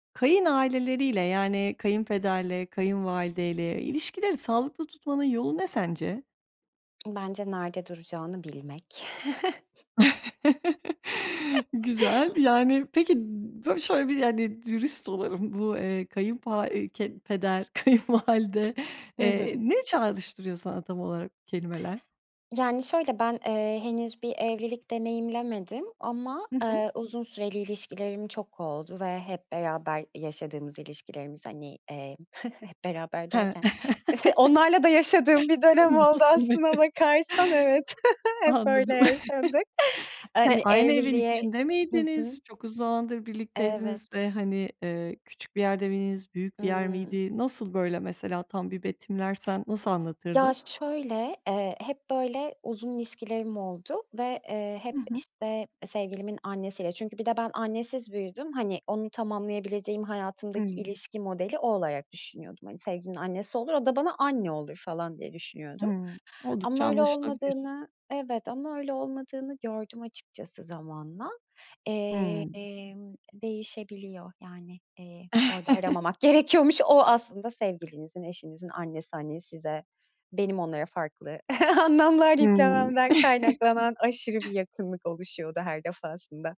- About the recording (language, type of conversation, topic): Turkish, podcast, Kayın aileyle ilişkileri sağlıklı tutmanın yolu nedir?
- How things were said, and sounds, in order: chuckle; tapping; chuckle; chuckle; laugh; unintelligible speech; chuckle; chuckle; other background noise; chuckle; chuckle; chuckle